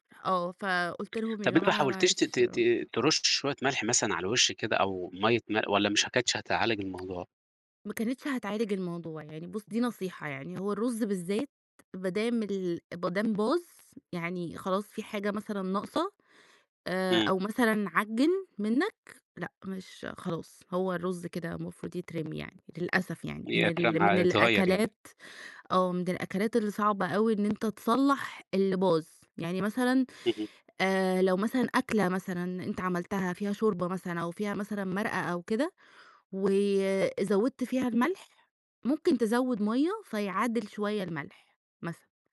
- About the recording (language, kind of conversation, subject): Arabic, podcast, إيه اللي بيمثّله لك الطبخ أو إنك تجرّب وصفات جديدة؟
- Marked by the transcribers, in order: tapping; "دام" said as "بدام"; "ما دام" said as "بدام"